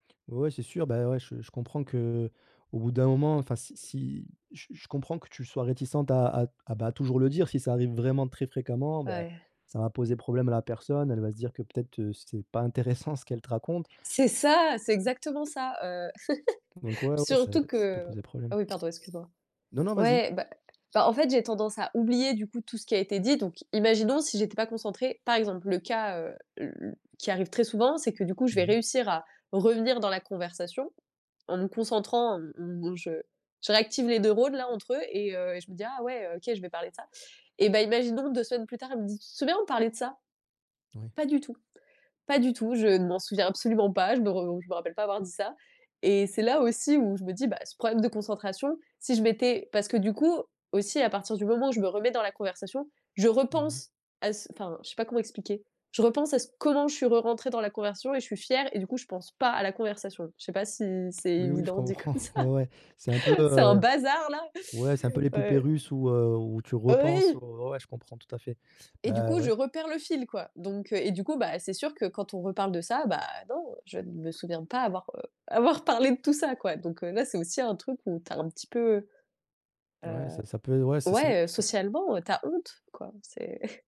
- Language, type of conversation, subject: French, advice, Comment rester concentré malgré les tentations et les interruptions fréquentes ?
- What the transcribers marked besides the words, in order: stressed: "ça"; other noise; chuckle; other background noise; chuckle; laughing while speaking: "comme ça ?"; chuckle; chuckle